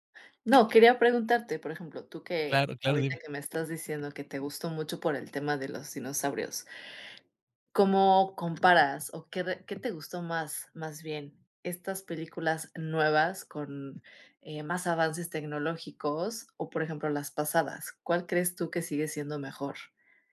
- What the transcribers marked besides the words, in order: tapping
- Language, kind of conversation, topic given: Spanish, podcast, ¿Qué es lo que más te apasiona del cine y las películas?